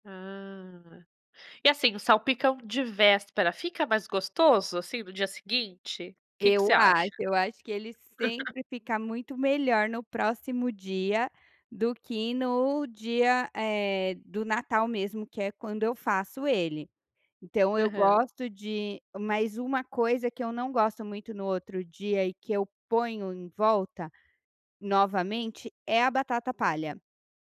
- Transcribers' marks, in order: laugh
- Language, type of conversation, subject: Portuguese, podcast, Tem alguma receita que você só faz em ocasiões especiais?